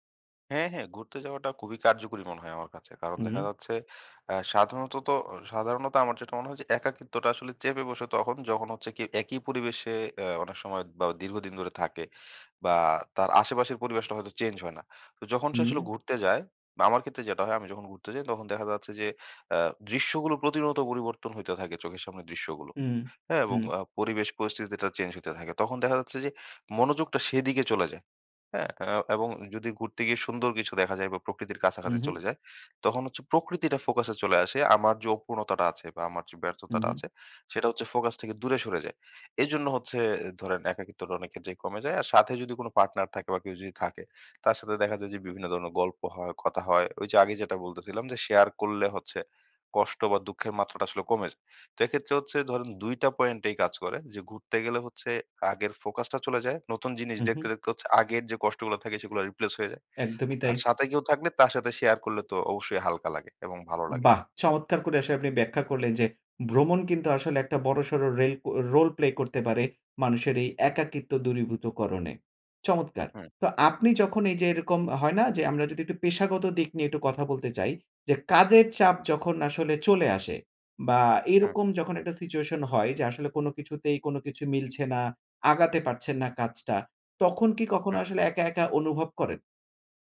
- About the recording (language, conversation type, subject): Bengali, podcast, আপনি একা অনুভব করলে সাধারণত কী করেন?
- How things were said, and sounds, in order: "খুবই" said as "কুবই"; "যে" said as "যো"